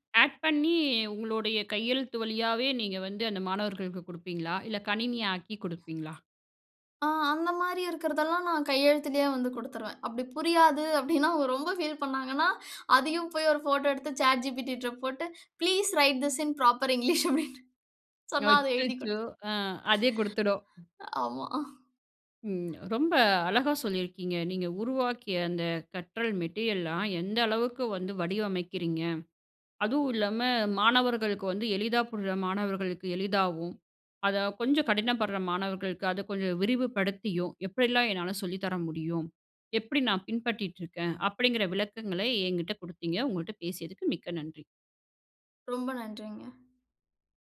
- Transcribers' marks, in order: in English: "ஆட்"; in English: "சாட் ஜிபிடிட்ற"; in English: "ப்ளீஸ் ரைட் திஸ் இன் ப்ராப்பர் இங்கிலீஷ்"; laughing while speaking: "அச்சச்சோ!"; laughing while speaking: "அப்படீன்னு சொன்னா அது எழுதிக் குடுத்துரும். ஆமா"
- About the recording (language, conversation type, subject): Tamil, podcast, நீங்கள் உருவாக்கிய கற்றல் பொருட்களை எவ்வாறு ஒழுங்குபடுத்தி அமைப்பீர்கள்?